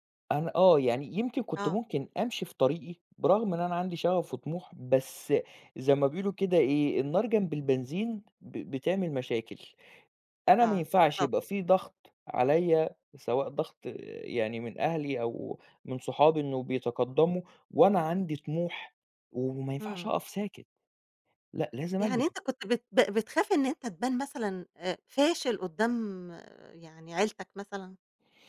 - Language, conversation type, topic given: Arabic, podcast, إزاي الضغط الاجتماعي بيأثر على قراراتك لما تاخد مخاطرة؟
- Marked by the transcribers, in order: none